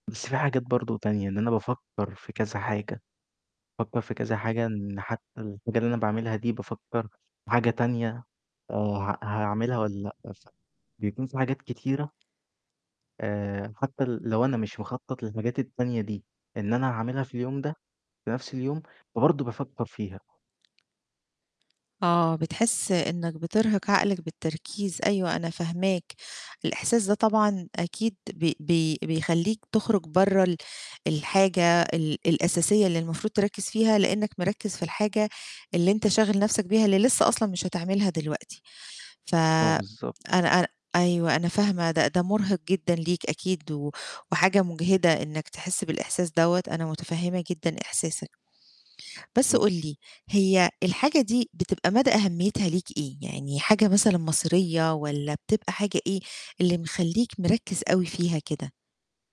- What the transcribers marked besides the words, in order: tapping; other background noise
- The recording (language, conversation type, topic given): Arabic, advice, إيه اللي بتجربه من إجهاد أو إرهاق وإنت بتحاول تركز بعمق؟